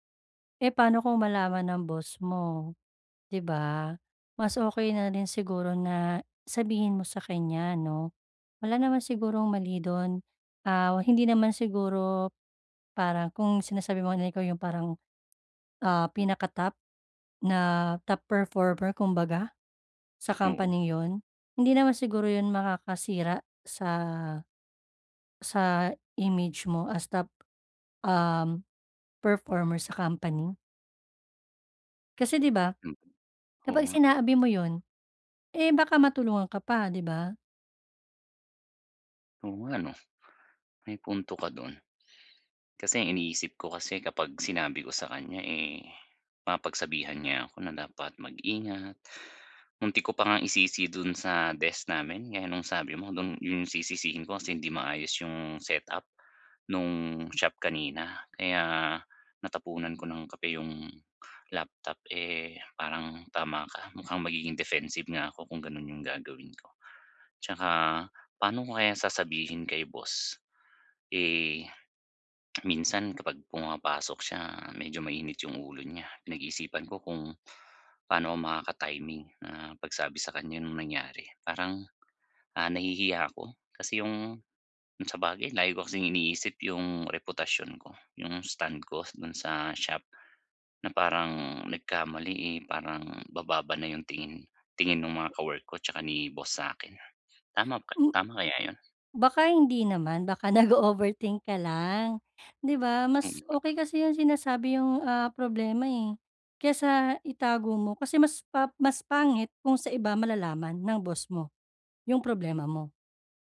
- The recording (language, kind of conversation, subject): Filipino, advice, Paano ko tatanggapin ang responsibilidad at matututo mula sa aking mga pagkakamali?
- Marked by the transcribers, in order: other background noise